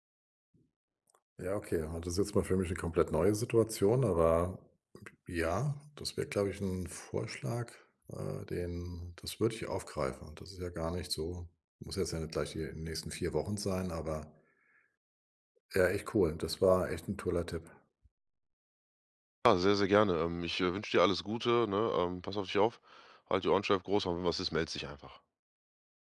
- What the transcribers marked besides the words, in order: none
- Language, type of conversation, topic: German, advice, Bin ich emotional bereit für einen großen Neuanfang?